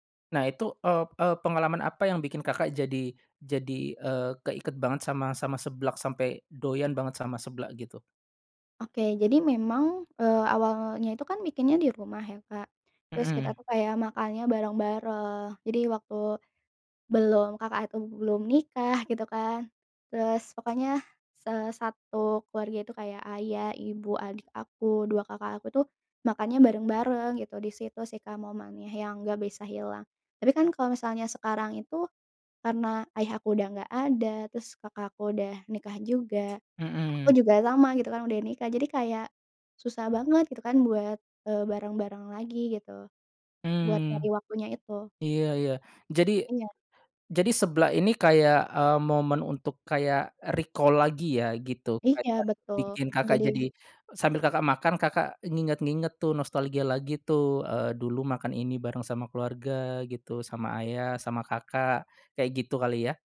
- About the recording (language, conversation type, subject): Indonesian, podcast, Apa makanan kaki lima favoritmu, dan kenapa kamu menyukainya?
- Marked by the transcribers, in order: other background noise; in English: "recall"